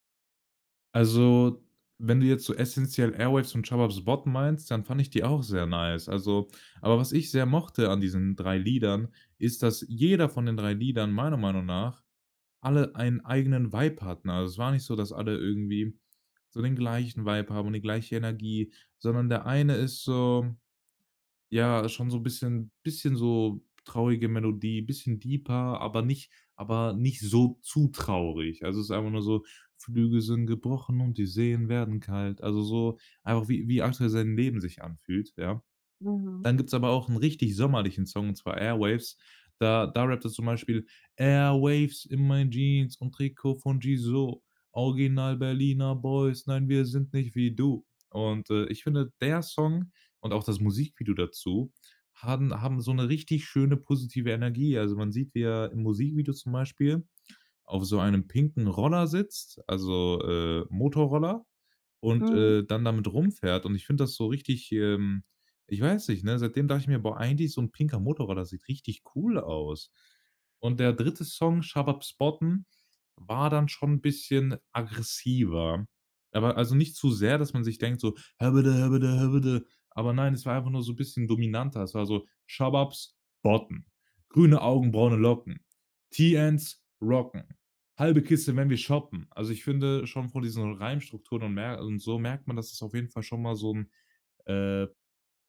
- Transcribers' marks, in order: in English: "nice"; stressed: "jeder"; in English: "deeper"; singing: "Flügel sind gebrochen und die Seen werden kalt"; singing: "Airwaves in mein Jeans und … nicht wie du"; anticipating: "sieht richtig cool aus"; put-on voice: "Häbbäddä häbbäddä häbbäddä"; singing: "Shababs botten. Grüne Augen, braune … wenn wir shoppen"; put-on voice: "Shababs botten. Grüne Augen, braune … wenn wir shoppen"
- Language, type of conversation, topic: German, podcast, Welche Musik hat deine Jugend geprägt?